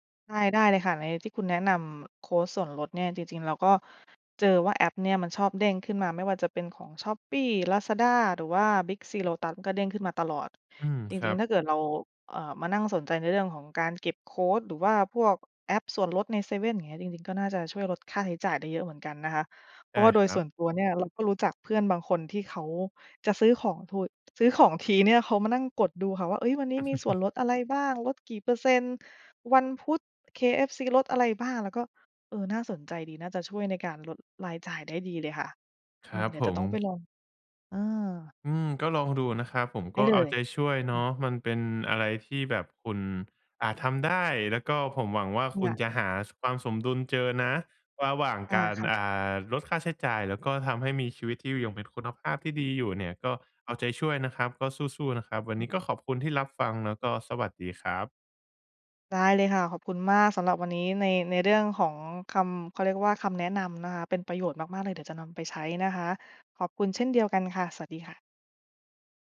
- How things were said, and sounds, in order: chuckle; unintelligible speech; other background noise
- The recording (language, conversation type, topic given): Thai, advice, จะลดค่าใช้จ่ายโดยไม่กระทบคุณภาพชีวิตได้อย่างไร?